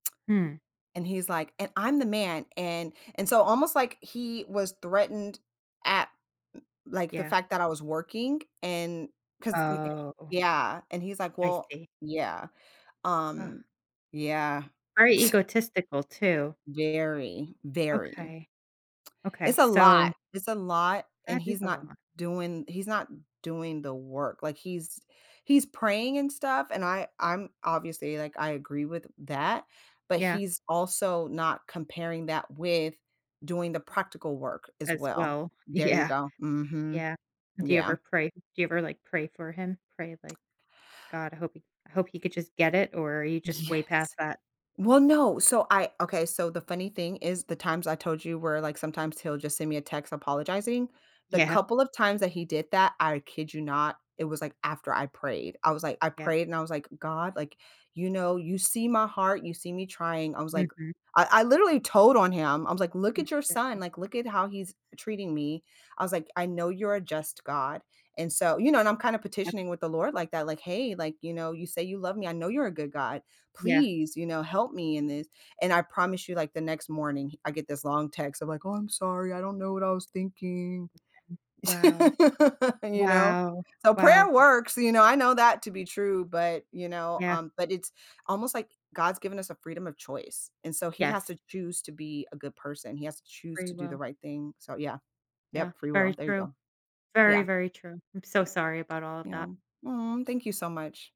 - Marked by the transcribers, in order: tsk; scoff; tapping; other background noise; laughing while speaking: "Yeah"; laughing while speaking: "Yeah"; background speech; unintelligible speech; put-on voice: "Oh, I'm sorry. I don't know what I was thinking"; chuckle
- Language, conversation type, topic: English, advice, How do I start rebuilding my life and find direction after a breakup?